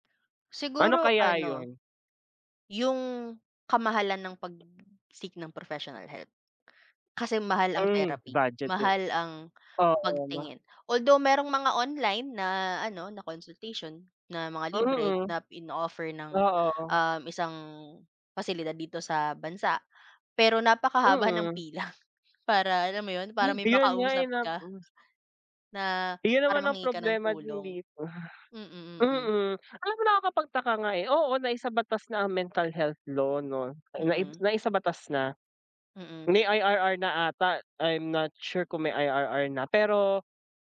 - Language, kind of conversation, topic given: Filipino, unstructured, Ano ang masasabi mo tungkol sa paghingi ng tulong para sa kalusugang pangkaisipan?
- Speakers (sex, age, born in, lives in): female, 25-29, Philippines, Philippines; male, 25-29, Philippines, Philippines
- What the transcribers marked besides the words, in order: tapping; laughing while speaking: "pila"